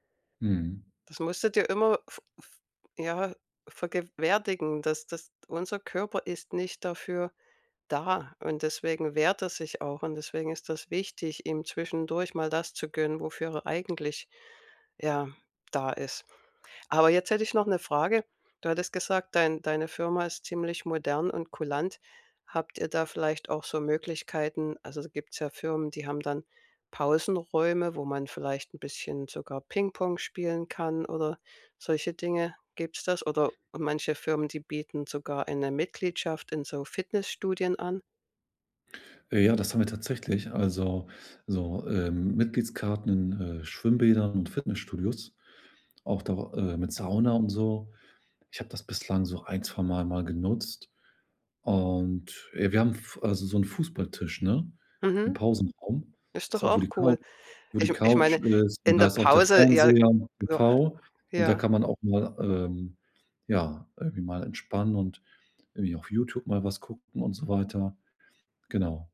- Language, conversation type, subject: German, advice, Wie kann man Pausen sinnvoll nutzen, um die Konzentration zu steigern?
- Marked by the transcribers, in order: "vergegenwärtigen" said as "vergewerdigen"; tapping; other background noise; unintelligible speech; other noise